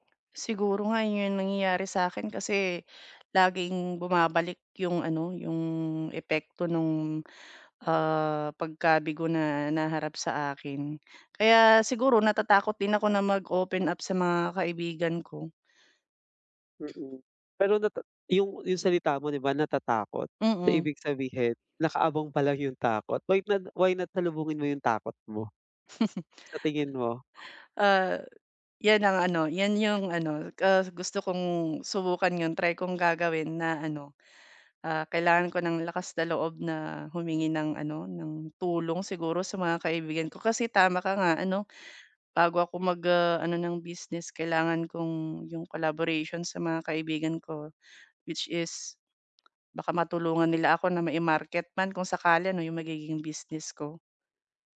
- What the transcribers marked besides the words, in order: tapping; chuckle; other background noise; other noise
- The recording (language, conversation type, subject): Filipino, advice, Paano mo haharapin ang takot na magkamali o mabigo?